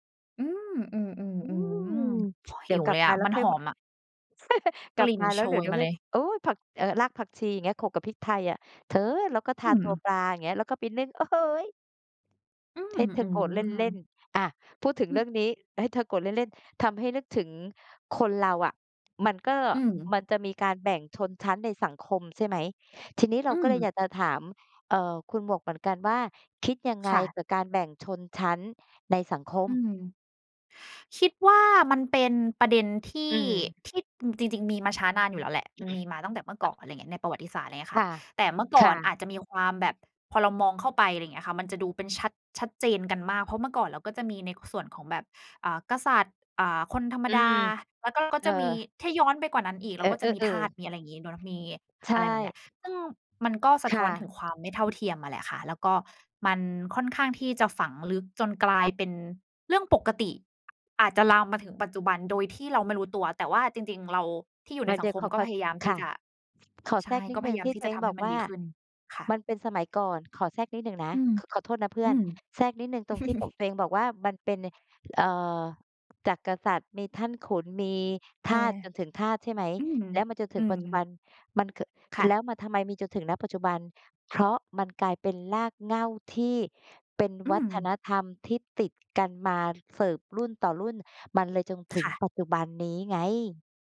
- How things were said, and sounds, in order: other background noise; chuckle; tapping; chuckle
- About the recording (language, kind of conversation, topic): Thai, unstructured, คุณคิดอย่างไรเกี่ยวกับการแบ่งแยกชนชั้นในสังคม?